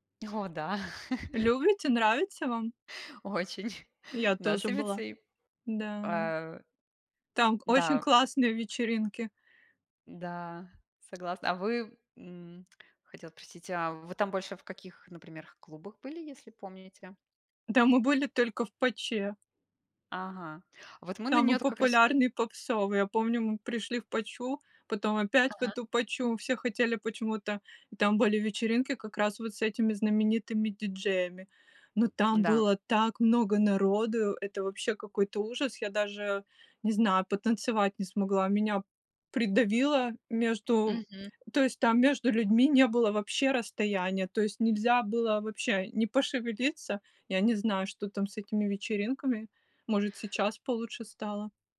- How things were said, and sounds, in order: other background noise; laugh; chuckle; other noise
- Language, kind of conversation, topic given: Russian, unstructured, Какую роль играет музыка в твоей жизни?